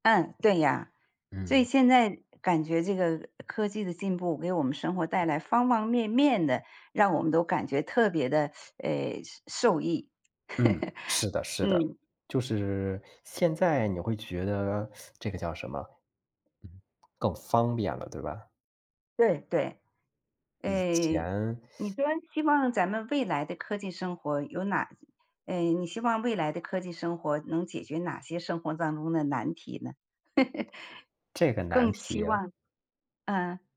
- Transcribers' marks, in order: other background noise; teeth sucking; chuckle; teeth sucking; chuckle
- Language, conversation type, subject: Chinese, unstructured, 你觉得科技让生活更方便了，还是更复杂了？
- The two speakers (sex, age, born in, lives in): female, 40-44, China, United States; male, 40-44, China, Thailand